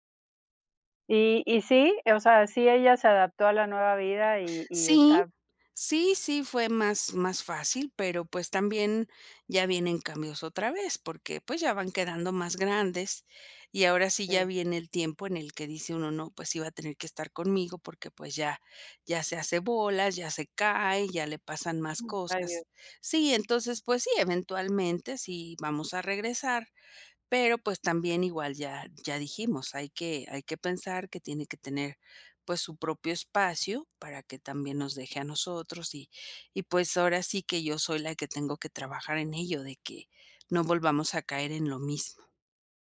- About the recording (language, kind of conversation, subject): Spanish, podcast, ¿Qué evento te obligó a replantearte tus prioridades?
- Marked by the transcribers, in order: other noise